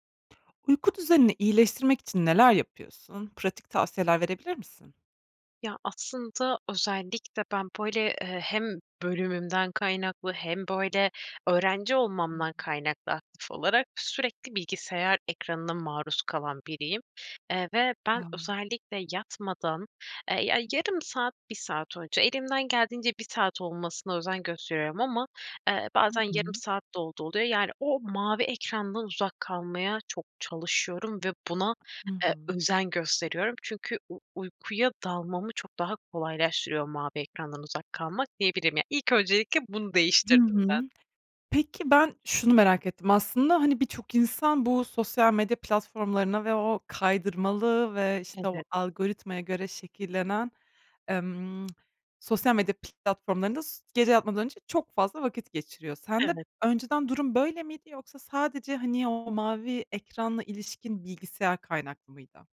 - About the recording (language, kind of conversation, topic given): Turkish, podcast, Uyku düzenini iyileştirmek için neler yapıyorsunuz, tavsiye verebilir misiniz?
- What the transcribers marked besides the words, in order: other background noise; tapping; tsk